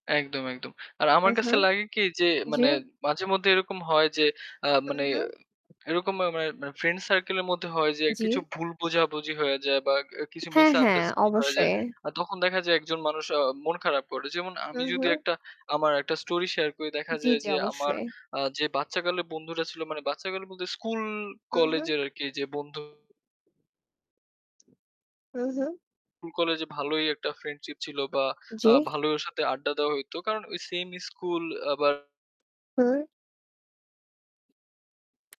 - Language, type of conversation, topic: Bengali, unstructured, আপনি কীভাবে সহজে কারও মন বদলাতে পারেন?
- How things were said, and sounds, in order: distorted speech; other background noise